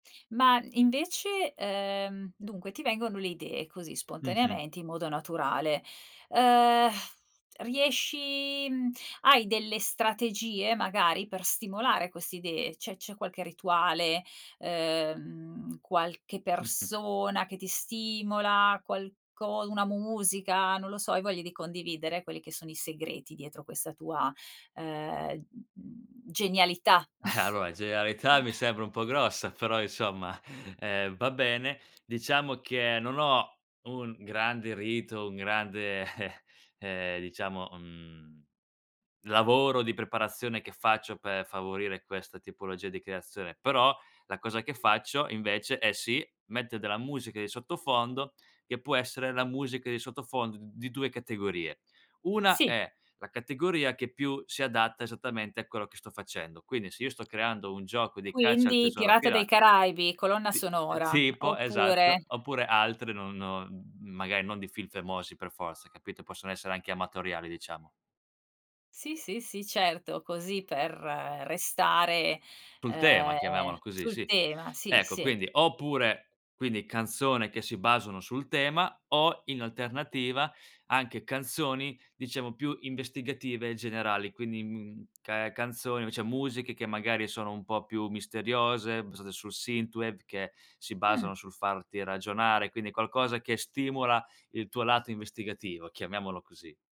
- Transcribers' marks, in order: exhale; laughing while speaking: "Allora"; chuckle; other noise; laughing while speaking: "eh"; tapping; "famosi" said as "femosi"; siren; unintelligible speech
- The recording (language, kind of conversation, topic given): Italian, podcast, Come nasce un’idea per un tuo progetto creativo?